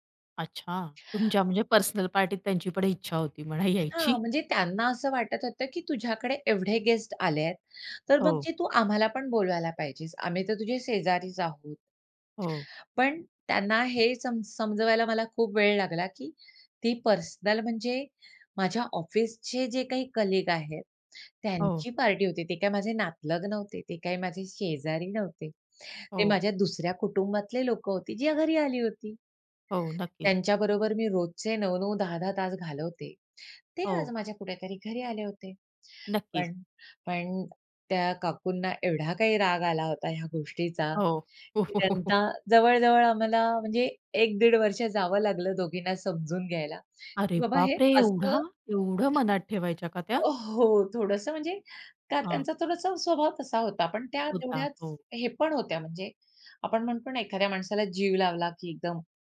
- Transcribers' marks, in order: in English: "पर्सनल पार्टीत"; chuckle; laughing while speaking: "म्हणा यायची"; other background noise; in English: "गेस्ट"; in English: "पर्सनल"; in English: "कलीग"; scoff; surprised: "अरे बापरे! एवढा एवढं मनात ठेवायच्या का त्या?"
- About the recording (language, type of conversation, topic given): Marathi, podcast, एकत्र जेवण किंवा पोटलकमध्ये घडलेला कोणता मजेशीर किस्सा तुम्हाला आठवतो?